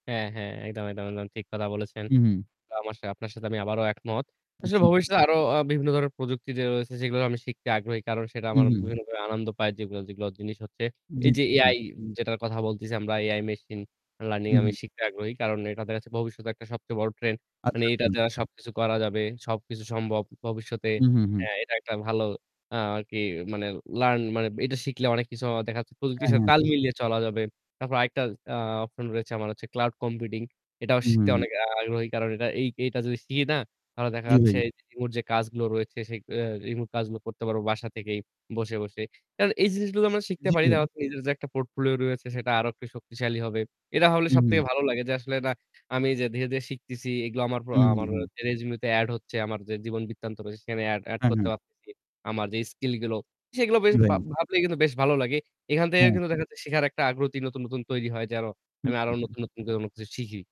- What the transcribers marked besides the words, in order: static; distorted speech; mechanical hum; "আগ্রহ" said as "আগ্রতি"
- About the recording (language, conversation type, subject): Bengali, unstructured, কোনো নতুন প্রযুক্তি শিখতে গিয়ে আপনার সবচেয়ে আনন্দের মুহূর্তটি কী ছিল?